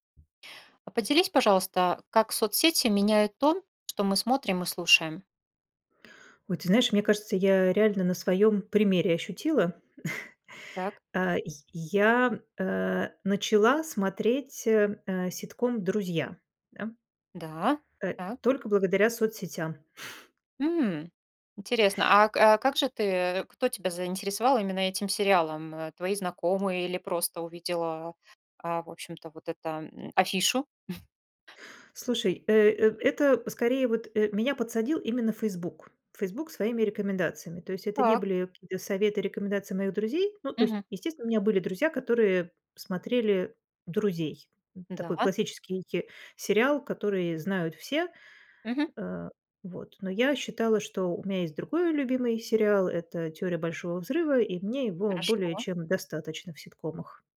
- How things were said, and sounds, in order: chuckle; chuckle; chuckle
- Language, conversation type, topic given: Russian, podcast, Как соцсети меняют то, что мы смотрим и слушаем?